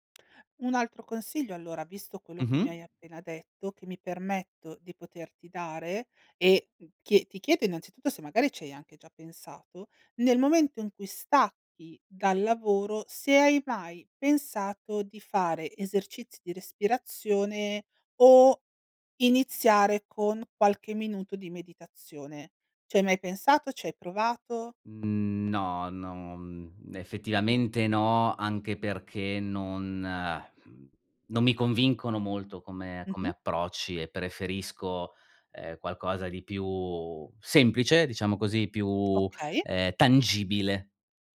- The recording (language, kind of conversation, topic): Italian, advice, Come posso isolarmi mentalmente quando lavoro da casa?
- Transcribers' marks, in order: lip trill; stressed: "semplice"; stressed: "tangibile"